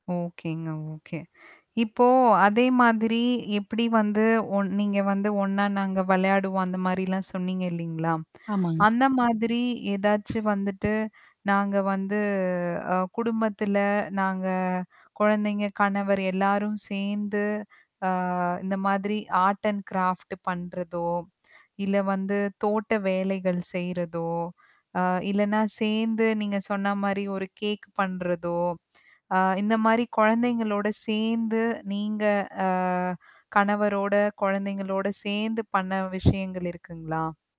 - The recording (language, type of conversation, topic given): Tamil, podcast, குடும்பத்துடன் நேரம் செலவிட நீங்கள் என்ன முயற்சிகள் செய்கிறீர்கள்?
- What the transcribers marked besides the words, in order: tapping; static; other noise; drawn out: "வந்து"; in English: "ஆர்ட் அண்ட் கிராஃப்ட்"; wind